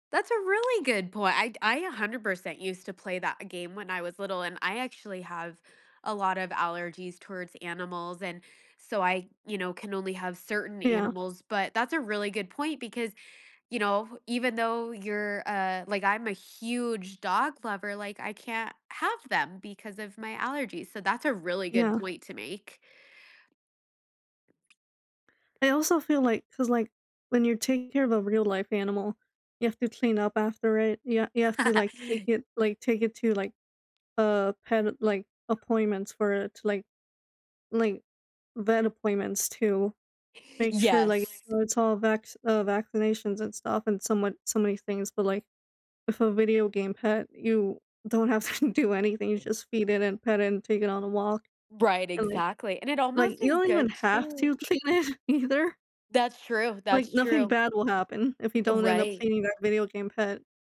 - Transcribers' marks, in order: tapping; stressed: "huge"; stressed: "have"; other background noise; laugh; laughing while speaking: "to do anything"; unintelligible speech; laughing while speaking: "clean it either"
- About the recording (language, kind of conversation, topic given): English, unstructured, How do video games help relieve stress?
- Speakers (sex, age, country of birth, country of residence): female, 25-29, United States, United States; female, 30-34, United States, United States